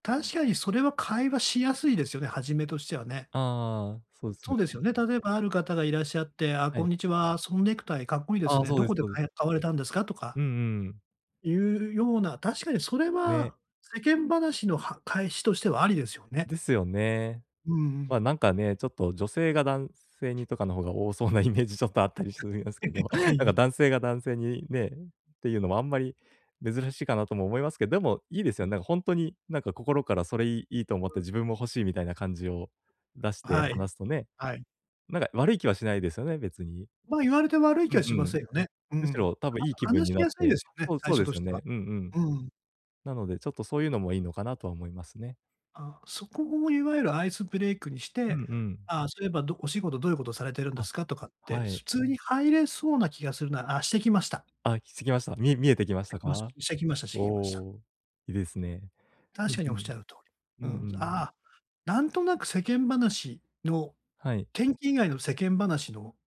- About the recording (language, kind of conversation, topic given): Japanese, advice, パーティーで孤立して誰とも話せないとき、どうすればいいですか？
- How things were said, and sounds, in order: laughing while speaking: "多そうなイメージちょっとあったりしますけど"; other noise; chuckle